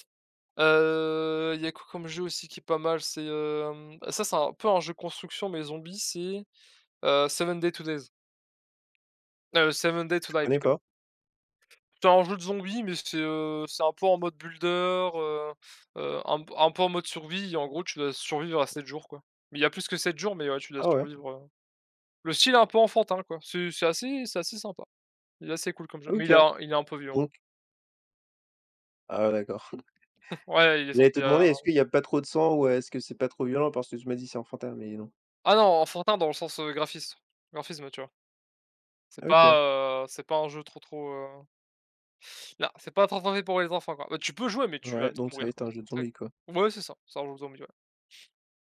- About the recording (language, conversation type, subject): French, unstructured, Qu’est-ce qui te frustre le plus dans les jeux vidéo aujourd’hui ?
- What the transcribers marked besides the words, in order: in English: "builder"; chuckle